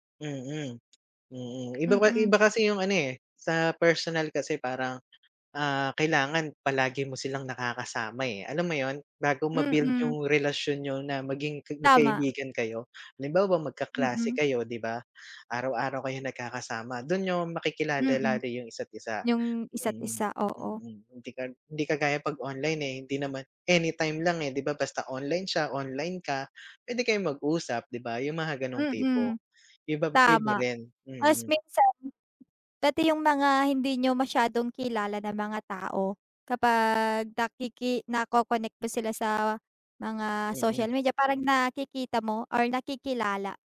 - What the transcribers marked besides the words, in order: tapping; other background noise
- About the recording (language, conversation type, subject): Filipino, unstructured, Ano ang masasabi mo tungkol sa pagkawala ng personal na ugnayan dahil sa teknolohiya?